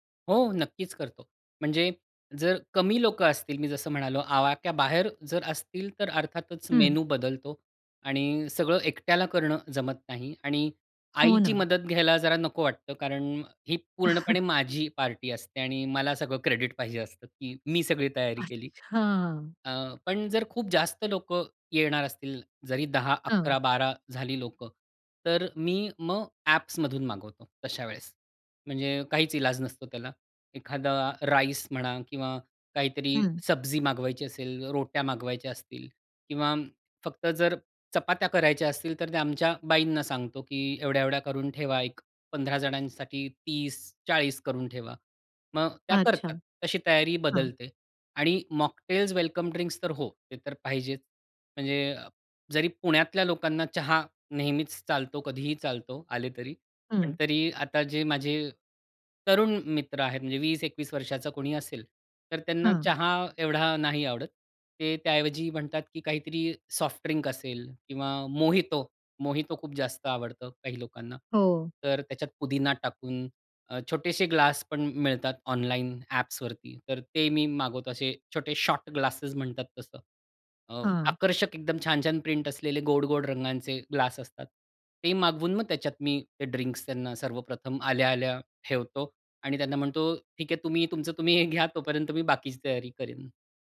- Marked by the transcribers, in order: chuckle; in English: "क्रेडिट"; drawn out: "अच्छा"; tapping; in English: "मॉकटेल्स"
- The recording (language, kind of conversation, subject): Marathi, podcast, जेव्हा पाहुण्यांसाठी जेवण वाढायचे असते, तेव्हा तुम्ही उत्तम यजमान कसे बनता?